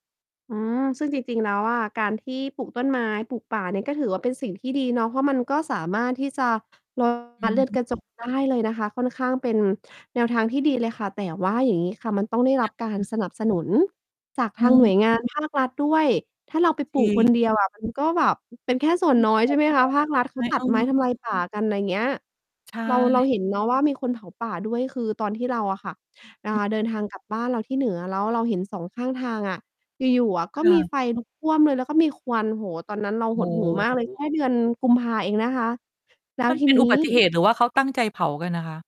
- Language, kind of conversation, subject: Thai, podcast, ภาวะโลกร้อนส่งผลต่อชีวิตประจำวันของคุณอย่างไรบ้าง?
- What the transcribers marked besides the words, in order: distorted speech